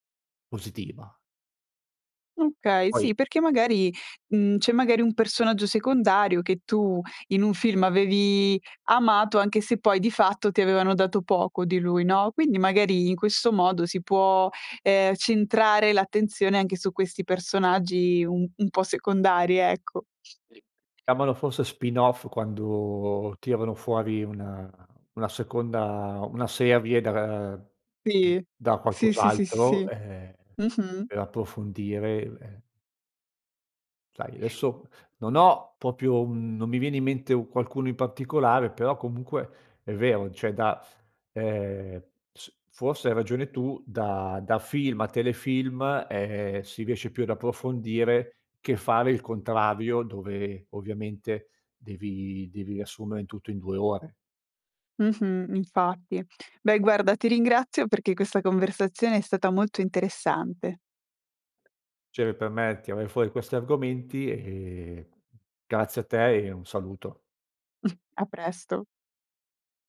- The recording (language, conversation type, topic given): Italian, podcast, In che modo la nostalgia influisce su ciò che guardiamo, secondo te?
- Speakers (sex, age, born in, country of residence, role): female, 25-29, Italy, Italy, host; male, 50-54, Italy, Italy, guest
- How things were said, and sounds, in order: unintelligible speech; in English: "spin off"; "proprio" said as "propio"; "cioè" said as "ceh"; tapping; other background noise; chuckle